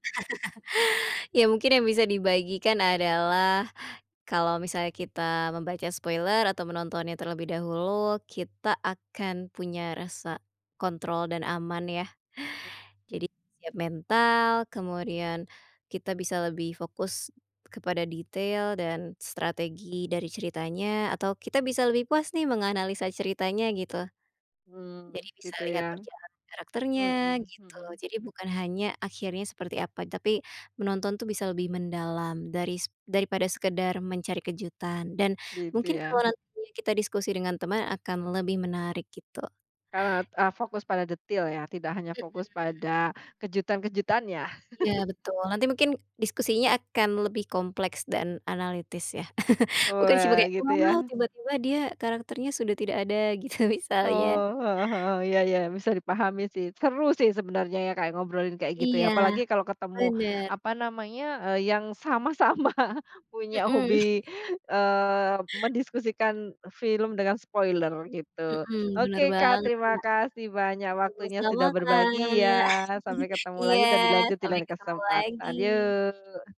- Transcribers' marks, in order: laugh; in English: "spoiler"; "Kalau" said as "kalot"; tapping; stressed: "kejutan-kejutannya"; chuckle; chuckle; laughing while speaking: "Gitu"; laughing while speaking: "sama-sama"; chuckle; in English: "spoiler"; chuckle
- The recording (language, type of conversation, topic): Indonesian, podcast, Bagaimana kamu menghadapi spoiler tentang serial favoritmu?